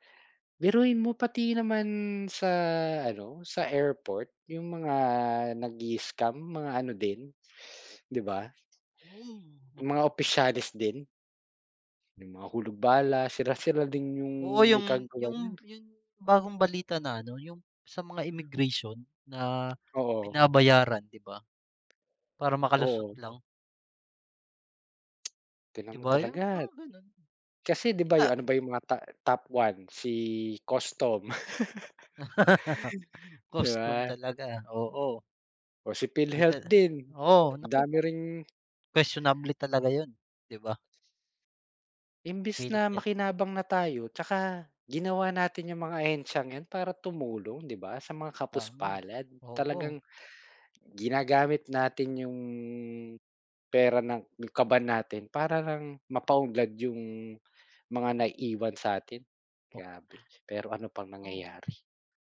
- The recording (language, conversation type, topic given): Filipino, unstructured, Ano ang opinyon mo tungkol sa isyu ng korapsyon sa mga ahensya ng pamahalaan?
- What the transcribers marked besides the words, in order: teeth sucking; tsk; laugh; tapping